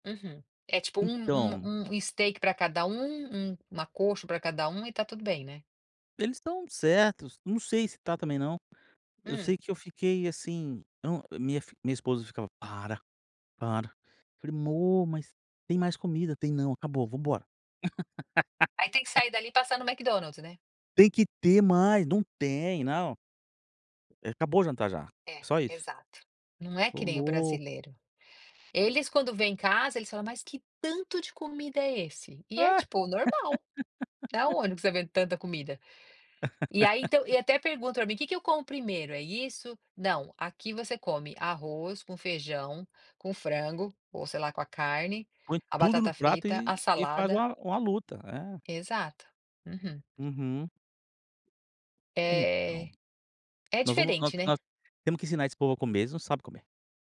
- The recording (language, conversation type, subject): Portuguese, podcast, Como a comida ajuda a manter sua identidade cultural?
- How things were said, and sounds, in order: laugh; laugh; laugh